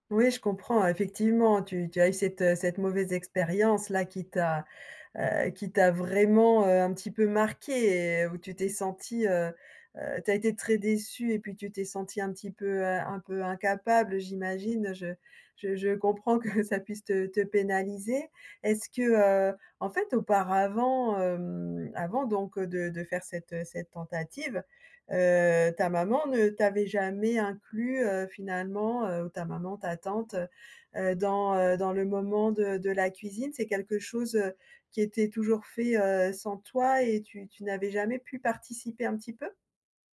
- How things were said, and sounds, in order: stressed: "vraiment"; laughing while speaking: "que"
- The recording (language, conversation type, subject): French, advice, Comment puis-je surmonter ma peur d’échouer en cuisine et commencer sans me sentir paralysé ?